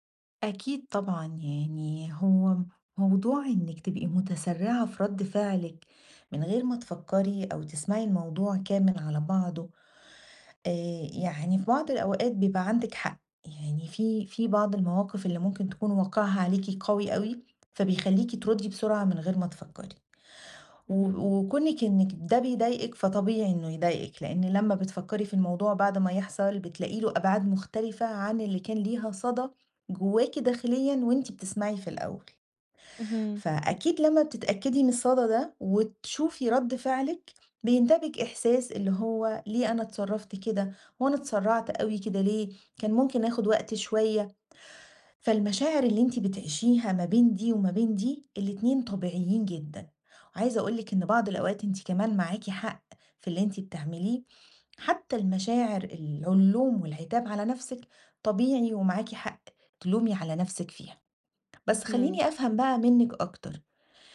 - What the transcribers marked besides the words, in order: tapping
- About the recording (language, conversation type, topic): Arabic, advice, إزاي أتعلم أوقف وأتنفّس قبل ما أرد في النقاش؟